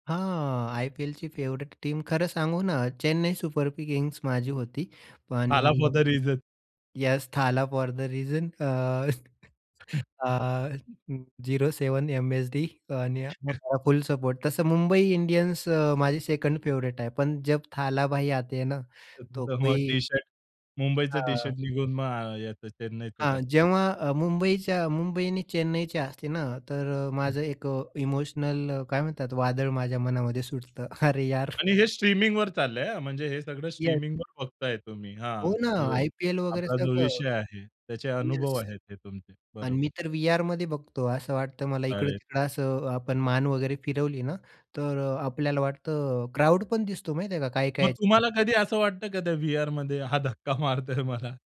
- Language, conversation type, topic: Marathi, podcast, स्ट्रीमिंग सेवांनी चित्रपट पाहण्याचा अनुभव कसा बदलला आहे, असे तुम्हाला वाटते?
- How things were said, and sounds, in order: in English: "फेवरेट टीम"; laughing while speaking: "थाला फोर द रिझन"; in English: "थाला फोर द रिझन"; in English: "येस, थाला फोर द रिझन"; chuckle; chuckle; in Hindi: "जब थला भाई आते ना, तो कोई"; laughing while speaking: "तर तिथं मग"; other background noise; tapping; laughing while speaking: "अरे यार"; laughing while speaking: "हा धक्का मारतोय मला?"